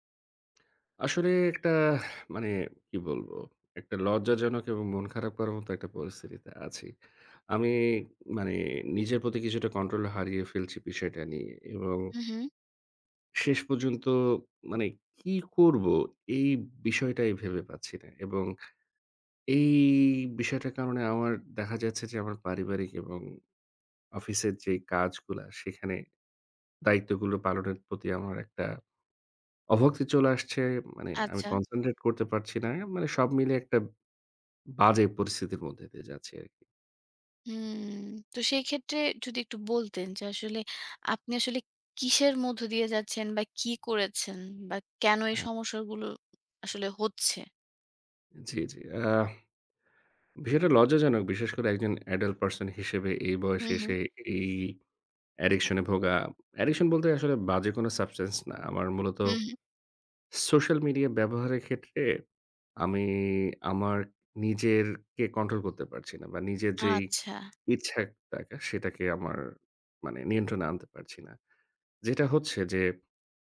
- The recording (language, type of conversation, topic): Bengali, advice, ফোনের ব্যবহার সীমিত করে সামাজিক যোগাযোগমাধ্যমের ব্যবহার কমানোর অভ্যাস কীভাবে গড়ে তুলব?
- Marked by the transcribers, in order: drawn out: "এই"; other background noise